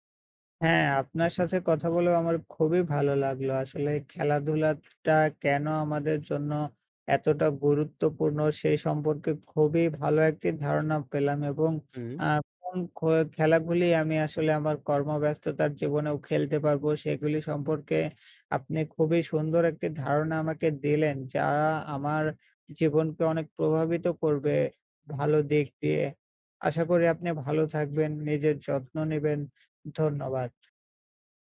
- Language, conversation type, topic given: Bengali, unstructured, খেলাধুলা করা মানসিক চাপ কমাতে সাহায্য করে কিভাবে?
- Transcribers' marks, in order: wind; tapping; other background noise